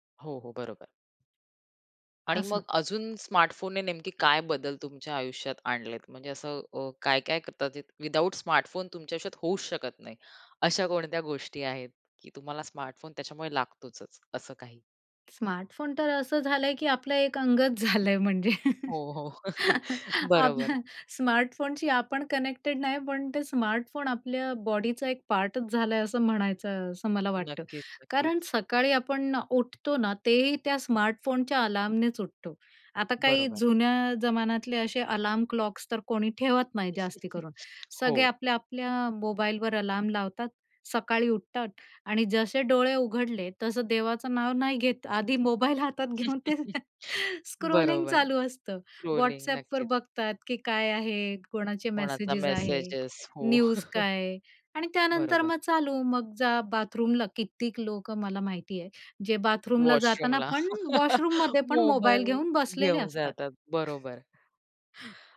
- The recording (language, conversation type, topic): Marathi, podcast, स्मार्टफोनमुळे तुमच्या रोजच्या आयुष्यात कोणते बदल झाले आहेत?
- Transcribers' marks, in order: other background noise; throat clearing; tapping; "लागतोच" said as "लागतोचच"; laughing while speaking: "झालंय म्हणजे"; chuckle; laughing while speaking: "हो"; chuckle; in English: "कनेक्टेड"; in English: "क्लॉक्स"; chuckle; chuckle; in English: "स्क्रोलिंग"; laughing while speaking: "हातात घेऊन ते"; in English: "स्क्रॉलिंग"; chuckle; in English: "न्यूज"; in English: "वॉशरूमला"; chuckle; in English: "वॉशरूममध्ये"; chuckle